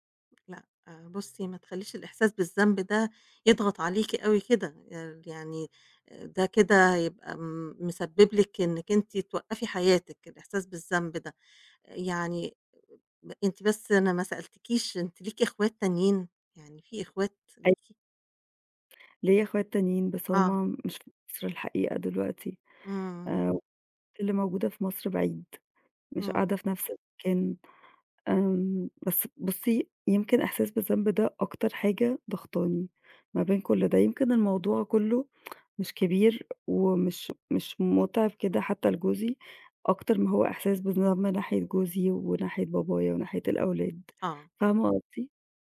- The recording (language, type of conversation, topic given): Arabic, advice, تأثير رعاية أحد الوالدين المسنين على الحياة الشخصية والمهنية
- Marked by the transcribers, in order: none